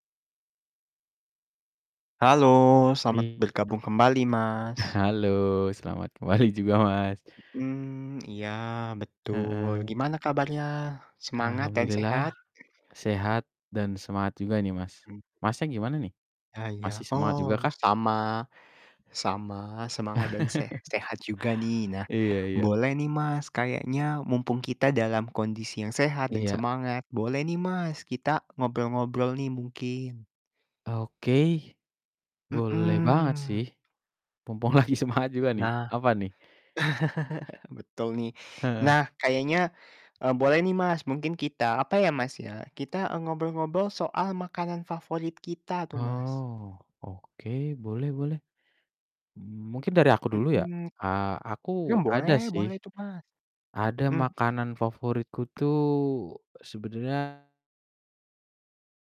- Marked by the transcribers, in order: distorted speech; chuckle; other background noise; laughing while speaking: "kembali"; chuckle; laughing while speaking: "lagi semangat"; chuckle; tapping
- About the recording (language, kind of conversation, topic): Indonesian, unstructured, Apa makanan favorit Anda dan mengapa?